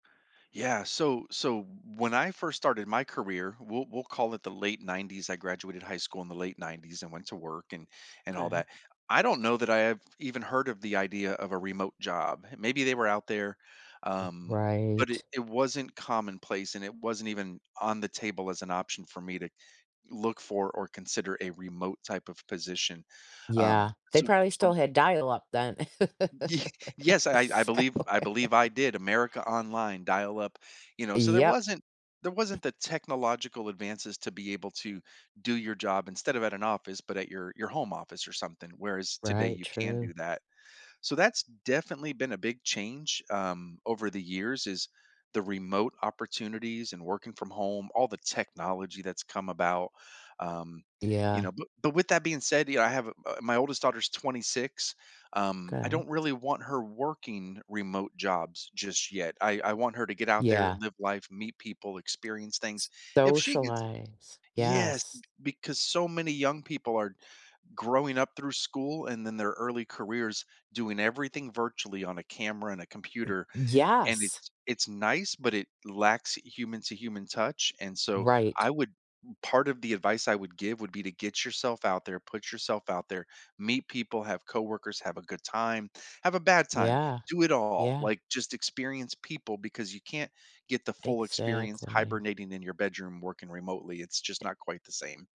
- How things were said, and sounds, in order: other background noise; laugh; laughing while speaking: "So"; chuckle; other noise; tapping
- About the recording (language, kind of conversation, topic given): English, podcast, What lessons have you learned from your career that could help someone just starting out?
- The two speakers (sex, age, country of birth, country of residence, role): female, 55-59, United States, United States, host; male, 45-49, United States, United States, guest